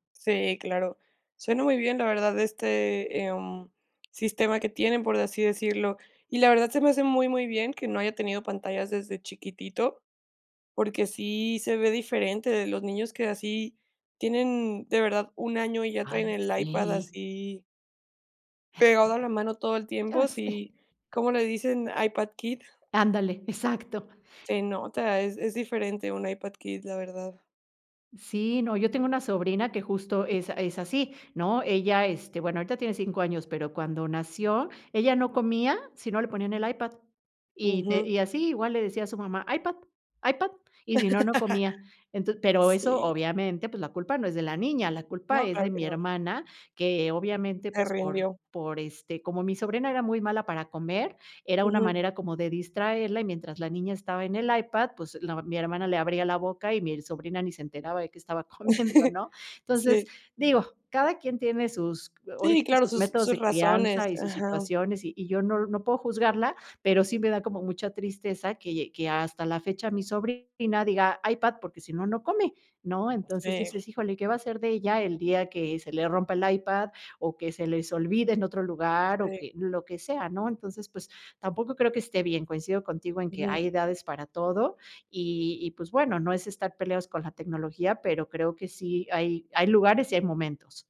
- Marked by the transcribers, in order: chuckle; other background noise; laugh; laugh
- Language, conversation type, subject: Spanish, podcast, ¿Cómo manejan el tiempo frente a las pantallas en casa?